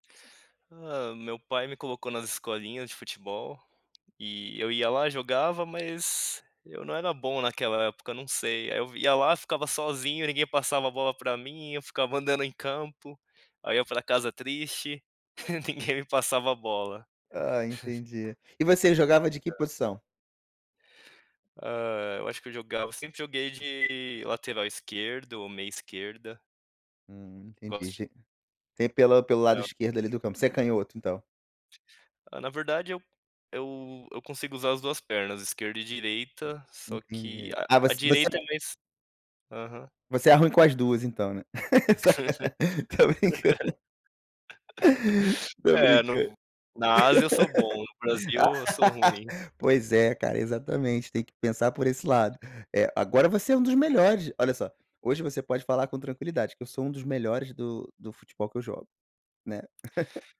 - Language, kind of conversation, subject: Portuguese, podcast, Que hábito ou hobby da infância você ainda pratica hoje?
- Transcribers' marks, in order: chuckle; laugh; laughing while speaking: "Sacana tô brincando"; chuckle; laugh; chuckle